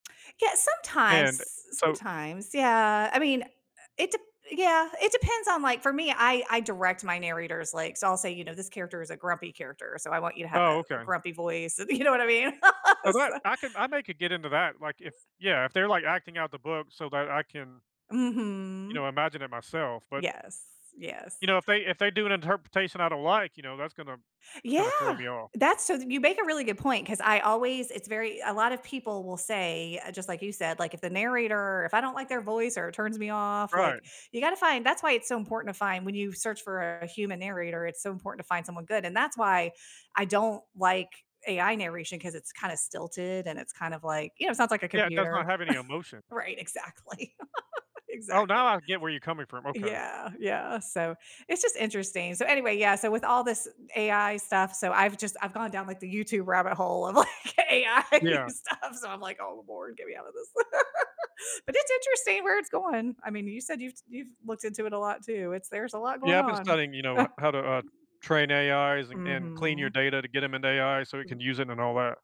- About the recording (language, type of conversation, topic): English, unstructured, What recent news story worried you?
- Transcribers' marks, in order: laugh; drawn out: "Mhm"; chuckle; laughing while speaking: "Right, exactly"; laugh; laughing while speaking: "like, AI stuff"; laugh; laugh; other background noise